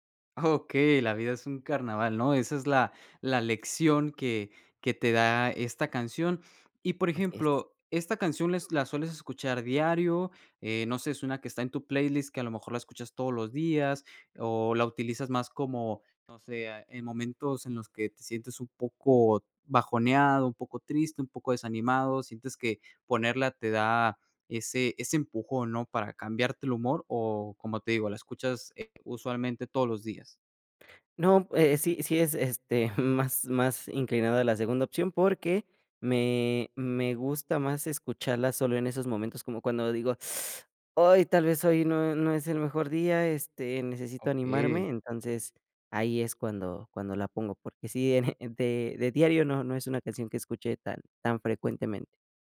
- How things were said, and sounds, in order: other background noise; teeth sucking
- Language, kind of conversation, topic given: Spanish, podcast, ¿Qué canción te pone de buen humor al instante?